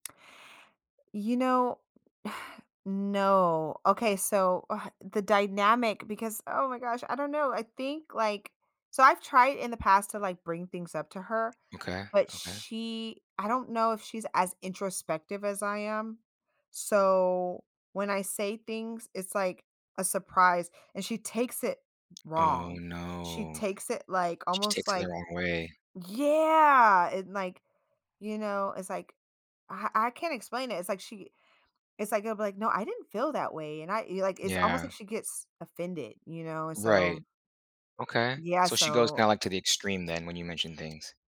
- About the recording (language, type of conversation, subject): English, advice, How do I resolve a disagreement with a close friend without damaging our friendship?
- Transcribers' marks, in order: sigh; drawn out: "Yeah"; tapping